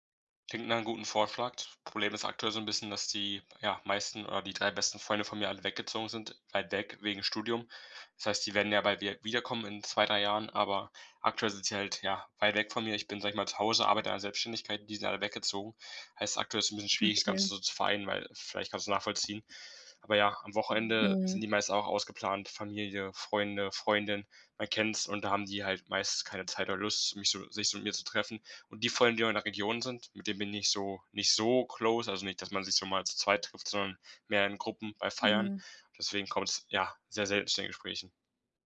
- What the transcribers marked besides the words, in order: tapping; other background noise; in English: "close"
- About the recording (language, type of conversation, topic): German, advice, Wie kann ich oberflächlichen Smalltalk vermeiden, wenn ich mir tiefere Gespräche wünsche?